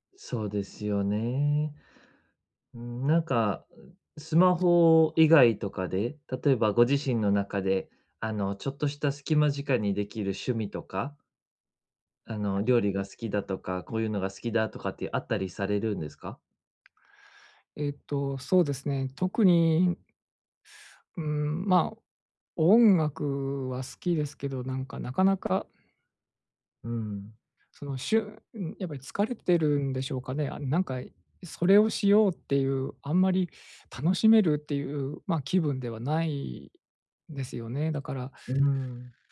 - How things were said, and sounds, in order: other background noise
- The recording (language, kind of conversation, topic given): Japanese, advice, ストレスが強いとき、不健康な対処をやめて健康的な行動に置き換えるにはどうすればいいですか？